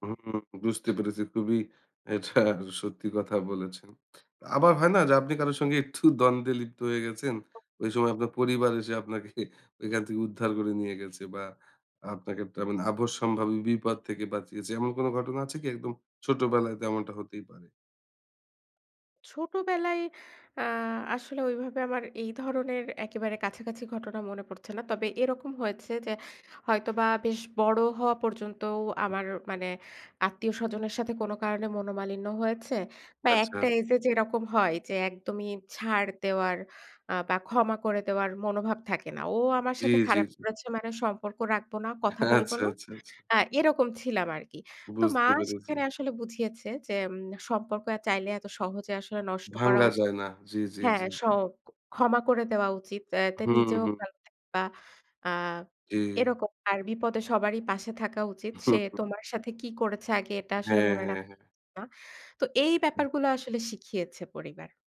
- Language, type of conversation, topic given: Bengali, podcast, পরিবারের সমর্থন আপনার জীবনে কীভাবে কাজ করে?
- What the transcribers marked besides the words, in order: laughing while speaking: "এটা সত্যি"; other background noise; laughing while speaking: "একটু দ্বন্দ্বে"; laughing while speaking: "আপনাকে"; tapping; chuckle; laughing while speaking: "আচ্ছা, আচ্ছা, আচ্ছা"; "যে" said as "যেম"; chuckle